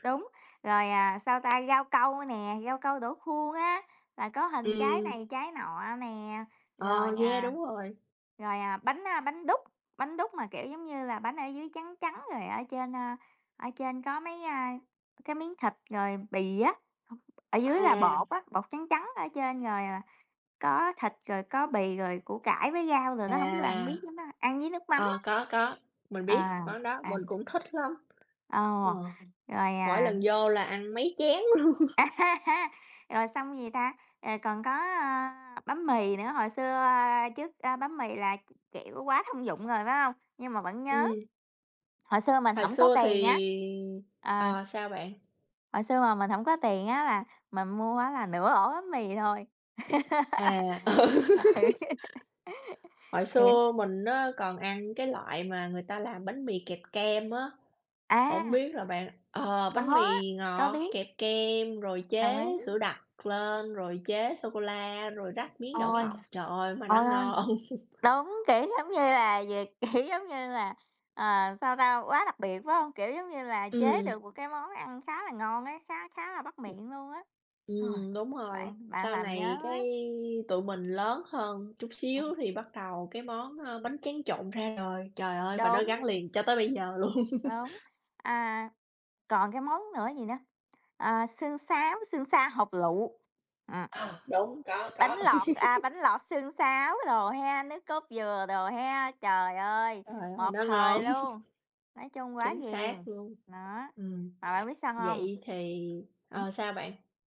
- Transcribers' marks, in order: tapping; other background noise; other noise; laughing while speaking: "luôn"; laugh; laughing while speaking: "ừ"; laugh; laughing while speaking: "Ời"; laugh; laugh; laughing while speaking: "kiểu"; laughing while speaking: "luôn"; laugh; laugh; laugh
- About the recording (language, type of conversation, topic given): Vietnamese, unstructured, Món ăn nào gắn liền với ký ức tuổi thơ của bạn?